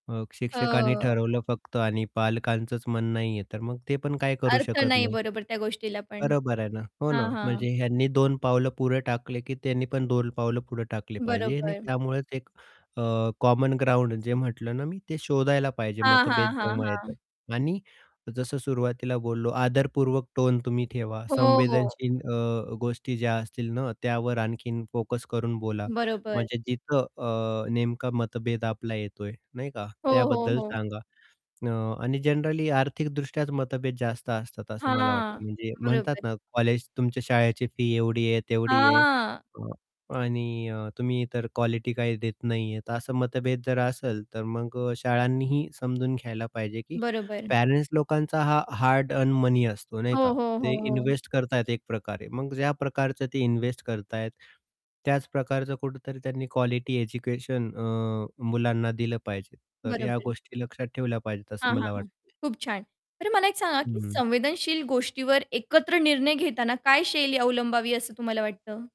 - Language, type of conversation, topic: Marathi, podcast, घरचे मार्गदर्शन आणि शाळेतील मार्गदर्शक यांच्यात ताळमेळ कसा ठेवता येईल?
- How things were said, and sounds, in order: static; distorted speech; in English: "जनरली"; tapping; horn; in English: "हार्ड अर्न मनी"